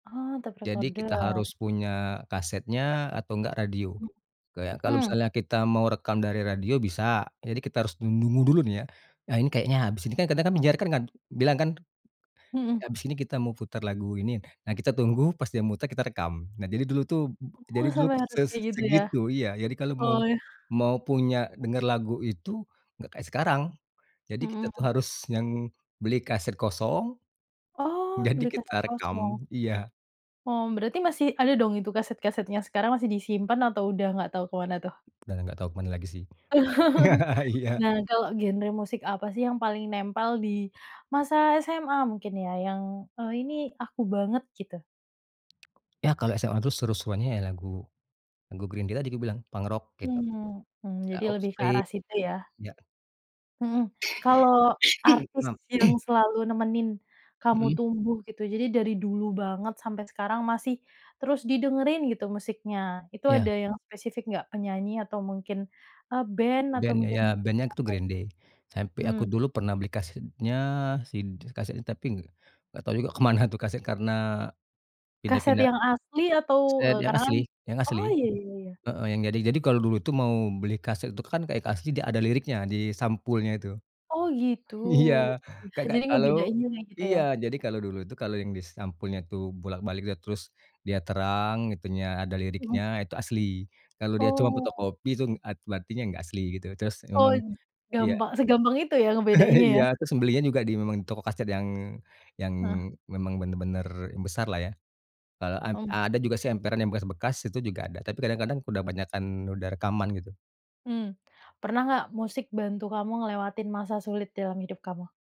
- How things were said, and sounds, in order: in English: "tape recorder"; tapping; other background noise; laugh; laughing while speaking: "Iya"; other noise; throat clearing; laughing while speaking: "Iya"; laugh
- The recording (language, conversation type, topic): Indonesian, podcast, Bagaimana perjalanan selera musikmu dari dulu sampai sekarang?